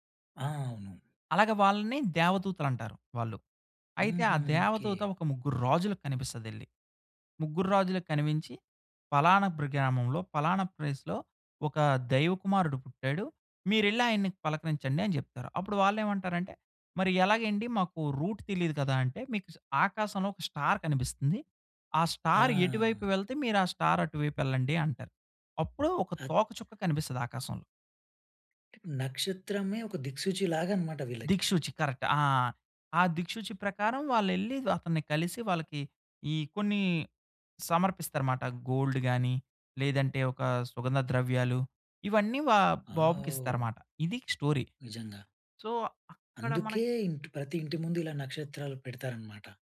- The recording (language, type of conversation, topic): Telugu, podcast, పండుగల సమయంలో ఇంటి ఏర్పాట్లు మీరు ఎలా ప్రణాళిక చేసుకుంటారు?
- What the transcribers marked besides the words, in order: in English: "ప్లేస్‌లో"; in English: "రూట్"; in English: "స్టార్"; in English: "స్టార్"; in English: "స్టార్"; in English: "కరెక్ట్"; in English: "గోల్డ్"; in English: "స్టోరీ. సో"